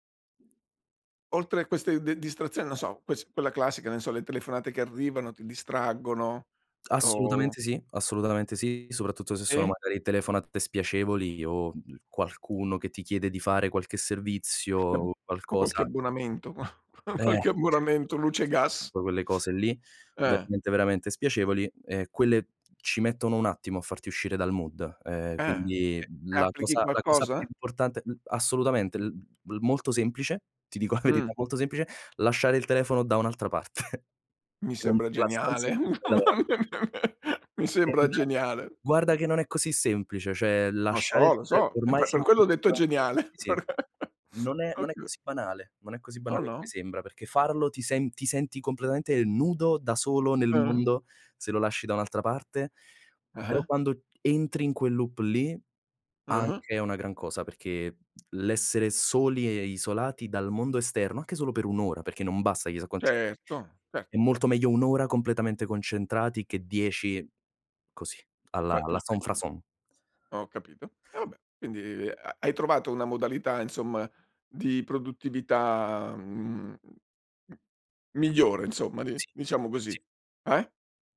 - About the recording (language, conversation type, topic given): Italian, podcast, Hai qualche regola pratica per non farti distrarre dalle tentazioni immediate?
- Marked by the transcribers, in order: other background noise; "non" said as "nen"; unintelligible speech; laughing while speaking: "ma qua qualche"; in English: "mood"; laughing while speaking: "la verità"; laughing while speaking: "parte"; laugh; unintelligible speech; "Cioè" said as "Cieh"; unintelligible speech; chuckle; laughing while speaking: "per Ochiu!"; chuckle; "Okay" said as "Ochiu"; in English: "loop"; "chissà" said as "gliesà"; tapping; in French: "sonfrason"; "sans-façon" said as "sonfrason"; "insomma" said as "inzomma"; "insomma" said as "inzomma"